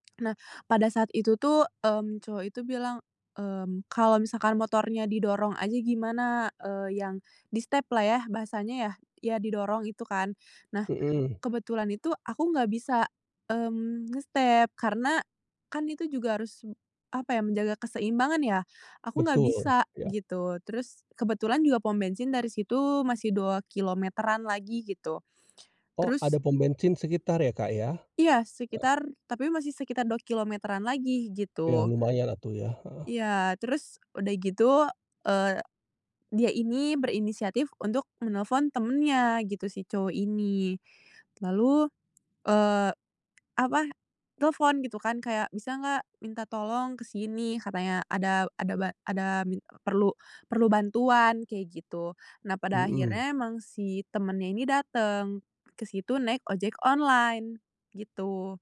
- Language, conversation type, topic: Indonesian, podcast, Bisakah kamu menceritakan momen kebaikan tak terduga dari orang asing yang pernah kamu alami?
- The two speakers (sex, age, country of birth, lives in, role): female, 20-24, Indonesia, Indonesia, guest; male, 45-49, Indonesia, Indonesia, host
- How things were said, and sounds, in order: in English: "di-step-lah"; tapping; in English: "nge-step"; other background noise